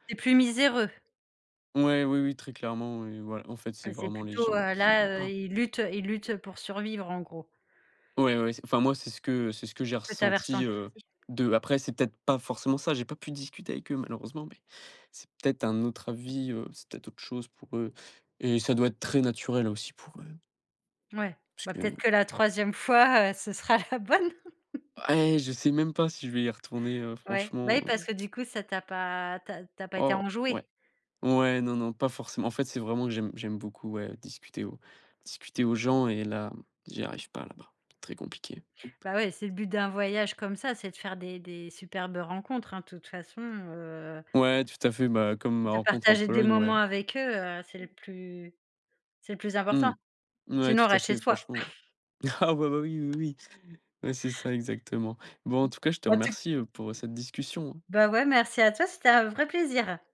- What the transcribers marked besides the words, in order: gasp; laughing while speaking: "ce sera la bonne ?"; laugh; other background noise; tapping; laughing while speaking: "Ah"; chuckle
- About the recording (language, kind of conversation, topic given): French, podcast, Peux-tu me parler d’une rencontre avec quelqu’un d’une autre culture qui t’a marqué ?